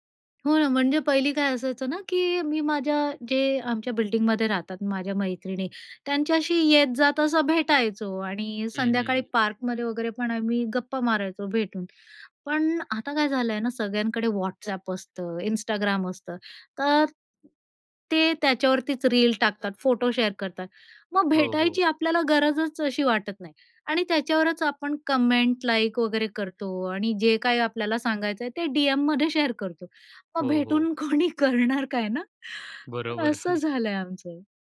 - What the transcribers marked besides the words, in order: tapping; in English: "शेअर"; in English: "कमेंट"; in English: "शेअर"; laughing while speaking: "कोणी करणार काय ना"; chuckle
- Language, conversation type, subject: Marathi, podcast, तुमच्या घरात किस्से आणि गप्पा साधारणपणे केव्हा रंगतात?